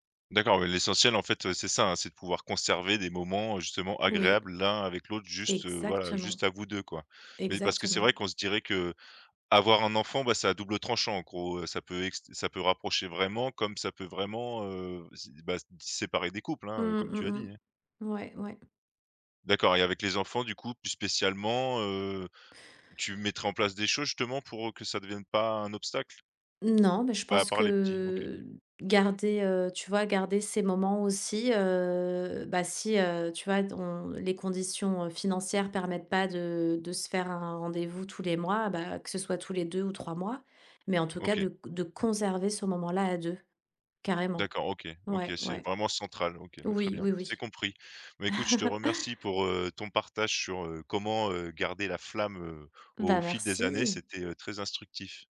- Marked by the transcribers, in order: drawn out: "que"; drawn out: "heu"; stressed: "conserver"; laugh
- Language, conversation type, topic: French, podcast, Comment garder la flamme au fil des années ?